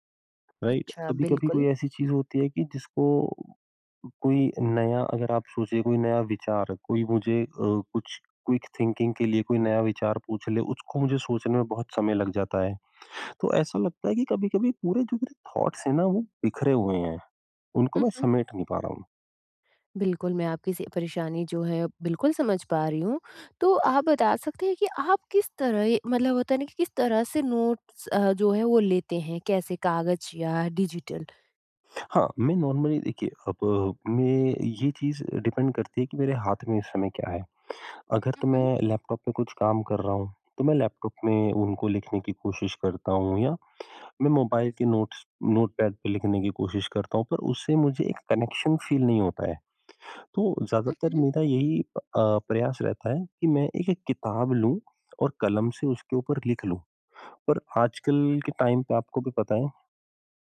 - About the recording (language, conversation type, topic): Hindi, advice, मैं अपनी रचनात्मक टिप्पणियाँ और विचार व्यवस्थित रूप से कैसे रख सकता/सकती हूँ?
- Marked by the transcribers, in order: in English: "राइट?"; in English: "क्विक थिंकिंग"; in English: "थॉट्स"; in English: "नोट्स"; in English: "नॉर्मली"; in English: "डिपेंड"; in English: "नोट्स"; in English: "कनेक्शन फील"; in English: "टाइम"